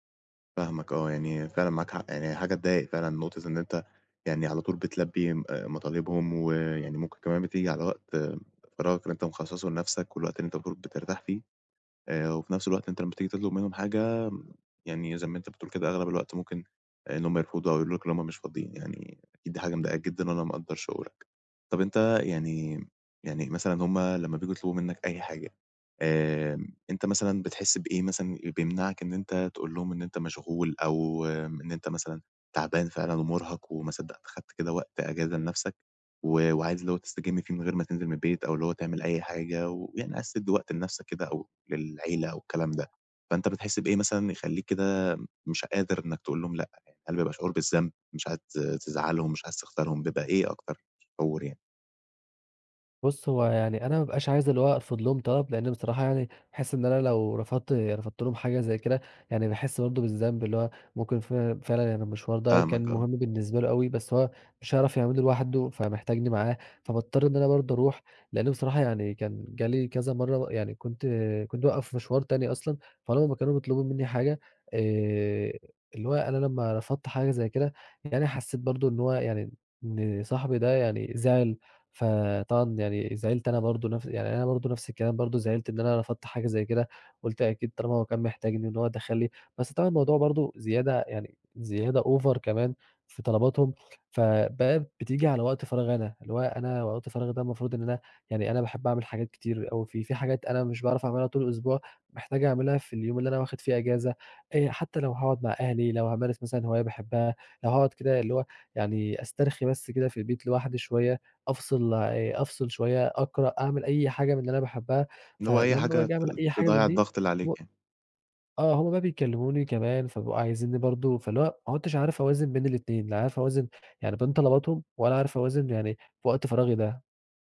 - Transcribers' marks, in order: other background noise; tapping; in English: "OVER"
- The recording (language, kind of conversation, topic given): Arabic, advice, إزاي أوازن بين وقت فراغي وطلبات أصحابي من غير توتر؟